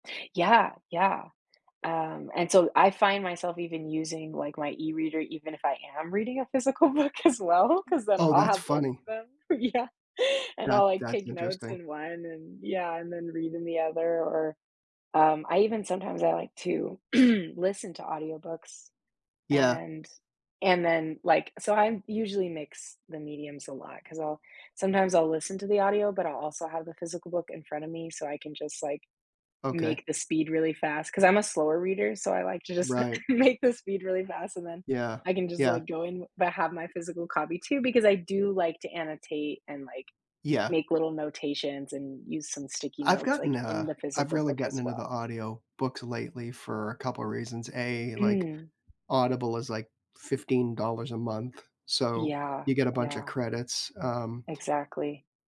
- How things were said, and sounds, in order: laughing while speaking: "book, as well"; tapping; laughing while speaking: "Yeah"; throat clearing; laughing while speaking: "make the speed really fast"; other background noise
- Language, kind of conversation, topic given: English, unstructured, Do you prefer reading a physical book or an e-reader?
- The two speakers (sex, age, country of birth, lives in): female, 25-29, United States, United States; male, 60-64, United States, United States